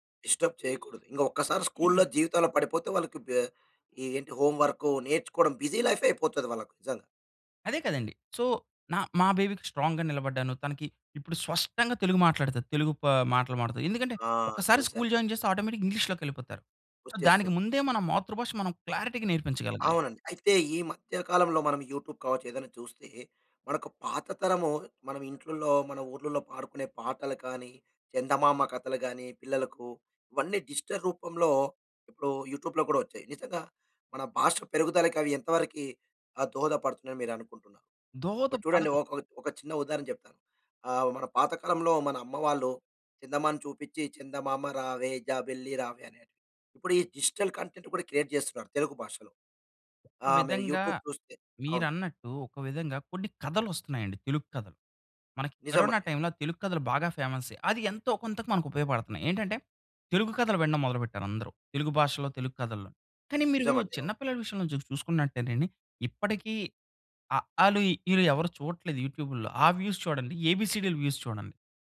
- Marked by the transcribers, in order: in English: "డిస్టర్బ్"; throat clearing; in English: "స్కూల్‌లో"; in English: "బిజీ లైఫ్"; in English: "సో"; in English: "బేబీకి స్ట్రాంగ్‌గా"; in English: "స్కూల్ జాయిన్"; in English: "ఆటోమేటిక్‌గా ఇంగ్లీష్‌లోకెళ్ళిపోతారు. సో"; in English: "క్లారిటీగా"; in English: "యూట్యూబ్"; in English: "డిజిటల్"; in English: "యూట్యూబ్‌లో"; in English: "డిజిటల్ కంటెంట్"; in English: "క్రియేట్"; in English: "యూట్యూబ్"; in English: "వ్యూస్"
- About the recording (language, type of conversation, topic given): Telugu, podcast, స్థానిక భాషా కంటెంట్ పెరుగుదలపై మీ అభిప్రాయం ఏమిటి?